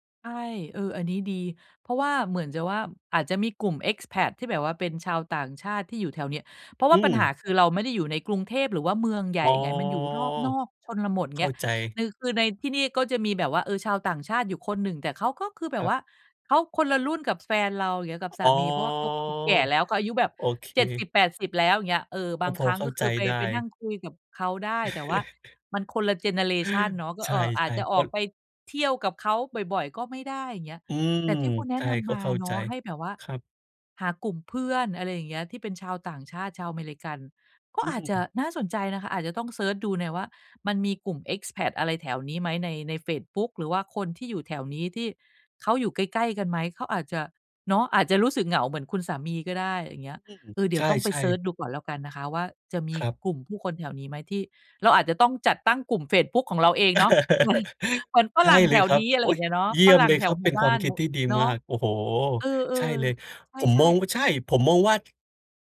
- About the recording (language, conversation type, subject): Thai, advice, จะคุยและตัดสินใจอย่างไรเมื่อเป้าหมายชีวิตไม่ตรงกัน เช่น เรื่องแต่งงานหรือการย้ายเมือง?
- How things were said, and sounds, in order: in English: "Expat"; drawn out: "อ๋อ"; drawn out: "อ๋อ"; chuckle; in English: "Expat"; chuckle